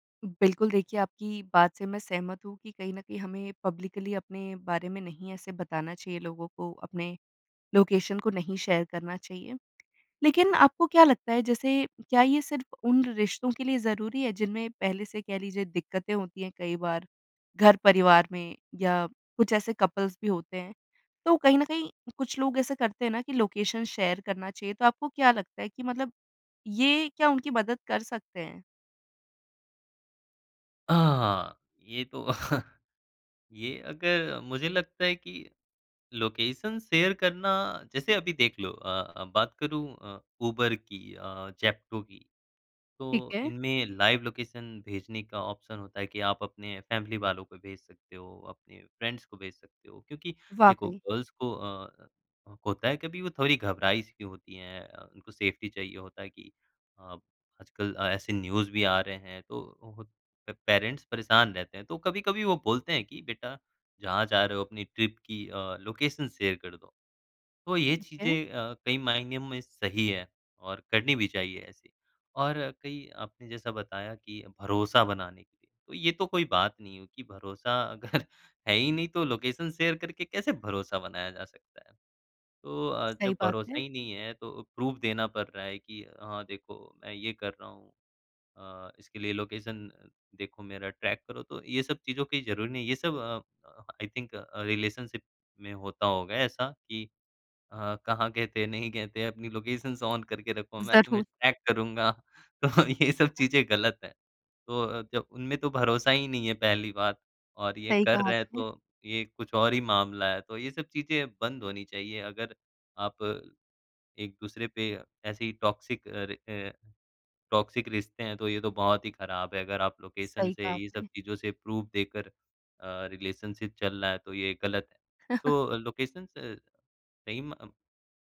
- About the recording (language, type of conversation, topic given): Hindi, podcast, क्या रिश्तों में किसी की लोकेशन साझा करना सही है?
- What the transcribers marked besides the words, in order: tapping; in English: "पब्लिकली"; in English: "लोकेशन"; in English: "शेयर"; in English: "कपल्स"; in English: "लोकेशन शेयर"; chuckle; in English: "लोकेशन शेयर"; in English: "लाइव लोकेशन"; in English: "ऑप्शन"; in English: "फ़ैमिली"; in English: "फ्रेंड्स"; in English: "गर्ल्स"; in English: "सेफ़्टी"; in English: "न्यूज़"; in English: "पेरेंट्स"; in English: "ट्रिप"; in English: "लोकेशन शेयर"; chuckle; in English: "लोकेशन शेयर"; in English: "प्रूफ़"; in English: "लोकेशन"; in English: "ट्रैक"; in English: "आई थिंक"; in English: "रिलेशनशिप"; in English: "लोकेशंस ऑन"; other background noise; in English: "ट्रैक"; laughing while speaking: "तो ये सब चीज़ें गलत है"; in English: "टॉक्सिक"; in English: "टॉक्सिक"; in English: "लोकेशन"; in English: "प्रूफ़"; in English: "रिलेशनशिप"; chuckle; in English: "लोकेशंस"